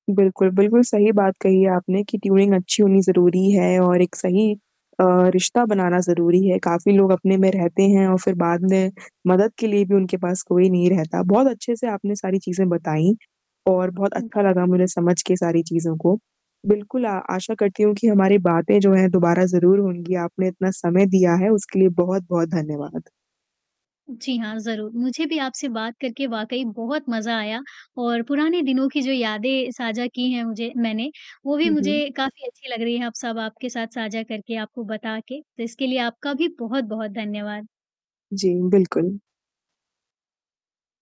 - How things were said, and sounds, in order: static; tapping; in English: "ट्यूनिंग"; distorted speech
- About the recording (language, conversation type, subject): Hindi, podcast, आपके हिसाब से अच्छा पड़ोस कैसा होना चाहिए?